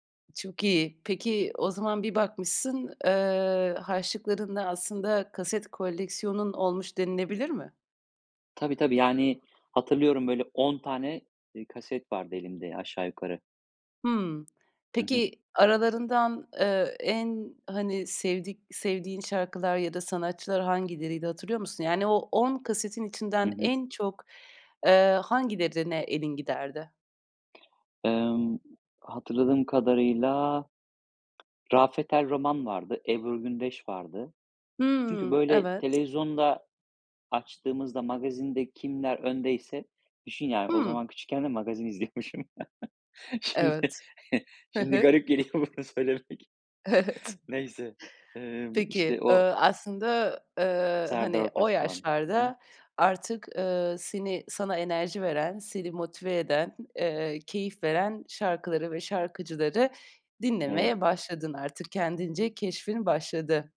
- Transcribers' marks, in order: other background noise; tapping; laughing while speaking: "izliyormuşum. Şimdi"; chuckle; laughing while speaking: "geliyor bunu söylemek"; laughing while speaking: "Evet"
- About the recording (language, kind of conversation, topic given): Turkish, podcast, Müzikle ilk tanışman nasıl oldu?
- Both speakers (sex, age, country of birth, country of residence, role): female, 30-34, Turkey, Netherlands, host; male, 35-39, Turkey, Spain, guest